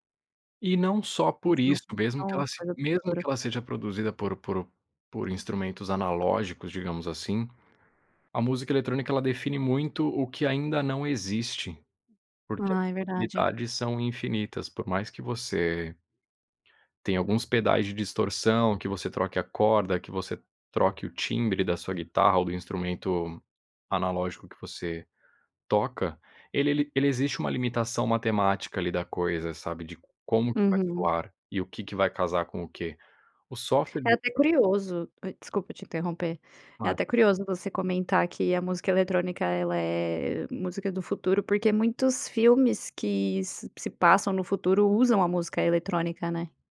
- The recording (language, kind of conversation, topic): Portuguese, podcast, Como a música influenciou quem você é?
- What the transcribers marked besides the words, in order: other background noise; tapping; unintelligible speech